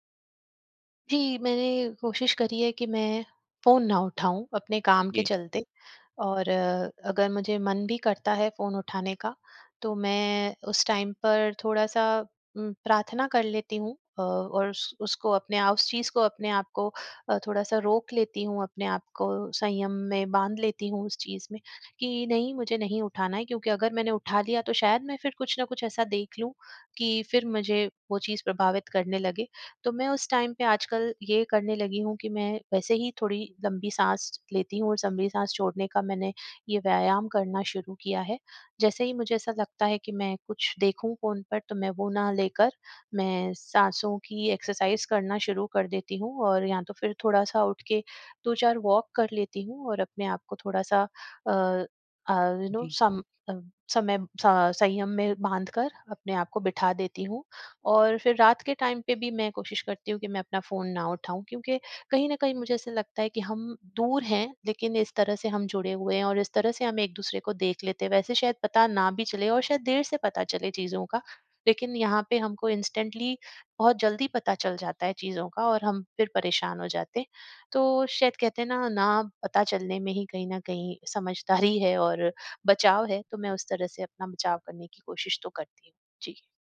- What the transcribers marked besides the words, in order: in English: "टाइम"; in English: "टाइम"; "लंबी" said as "संबी"; in English: "एक्सरसाइज़"; in English: "वॉक"; in English: "यू नो सम"; in English: "टाइम"; in English: "इंस्टेंटली"
- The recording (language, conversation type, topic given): Hindi, advice, क्या मुझे लग रहा है कि मैं दूसरों की गतिविधियाँ मिस कर रहा/रही हूँ—मैं क्या करूँ?
- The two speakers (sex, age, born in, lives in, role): female, 45-49, India, India, user; male, 25-29, India, India, advisor